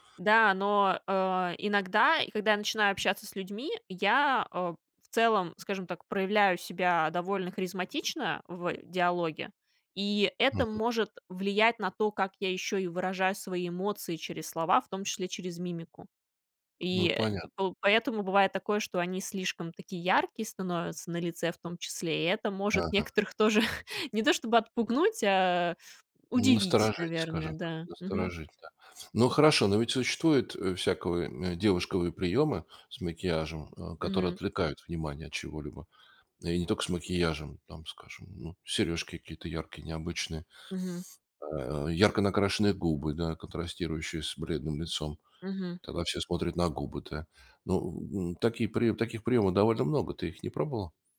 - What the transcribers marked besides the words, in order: tapping; laughing while speaking: "тоже"
- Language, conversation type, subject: Russian, podcast, Как вы готовитесь произвести хорошее первое впечатление?